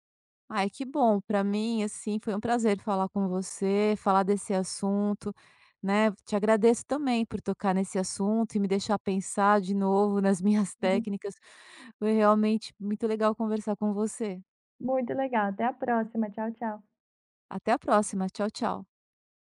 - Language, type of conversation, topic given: Portuguese, podcast, Como você mantém equilíbrio entre aprender e descansar?
- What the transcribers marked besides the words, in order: chuckle